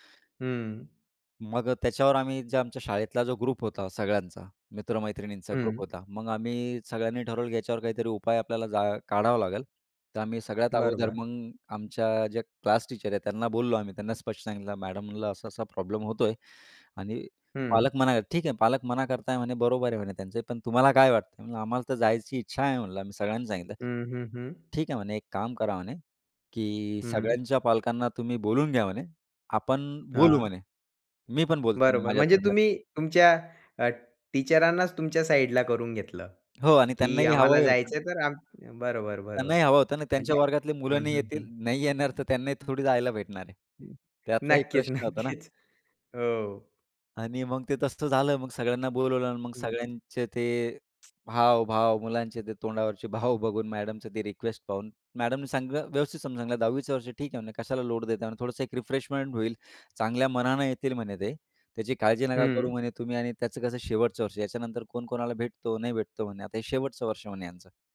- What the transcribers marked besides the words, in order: in English: "ग्रुप"; in English: "ग्रुप"; in English: "टीचर"; in English: "टीचरांनाच"; other background noise; laughing while speaking: "नक्कीच, नक्कीच"; in English: "रिफ्रेशमेंट"
- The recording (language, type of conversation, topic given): Marathi, podcast, तुमच्या शिक्षणाच्या प्रवासातला सर्वात आनंदाचा क्षण कोणता होता?